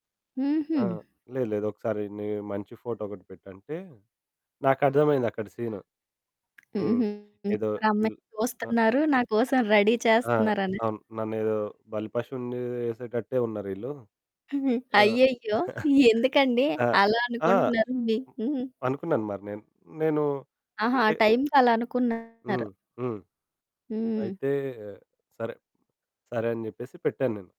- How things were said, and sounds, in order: other background noise; distorted speech; in English: "రెడీ"; laughing while speaking: "ఎందుకండీ"; chuckle
- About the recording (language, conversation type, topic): Telugu, podcast, వివాహ నిర్ణయాల్లో కుటుంబం మోసం చేస్తున్నప్పుడు మనం ఎలా స్పందించాలి?